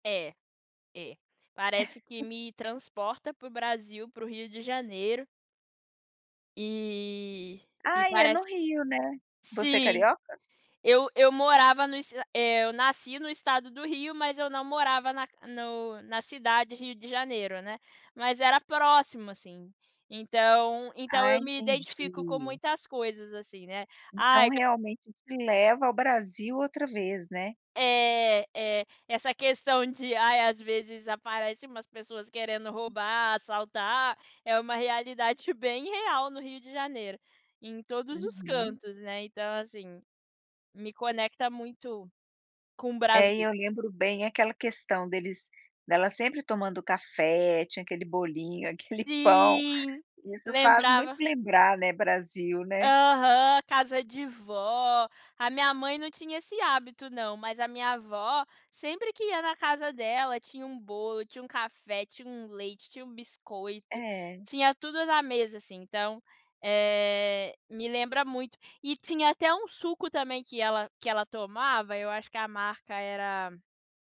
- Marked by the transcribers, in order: chuckle
- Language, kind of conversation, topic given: Portuguese, podcast, Que série você costuma maratonar quando quer sumir um pouco?